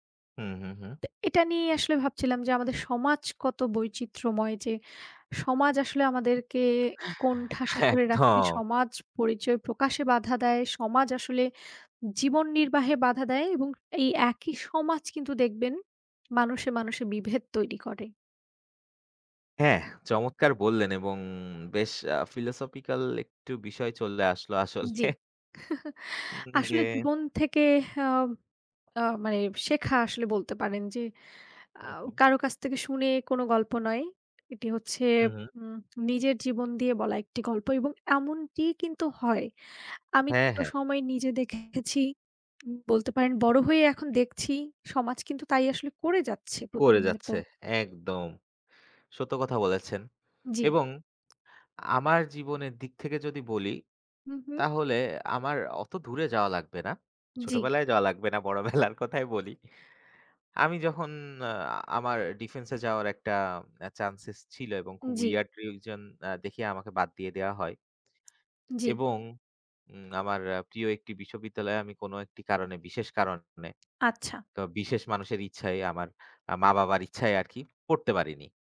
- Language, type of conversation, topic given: Bengali, unstructured, আপনি কি মনে করেন সমাজ মানুষকে নিজের পরিচয় প্রকাশ করতে বাধা দেয়, এবং কেন?
- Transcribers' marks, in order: tapping; laughing while speaking: "একদম"; chuckle; unintelligible speech; other background noise; laughing while speaking: "বেলার কথাই বলি"; in English: "wierd"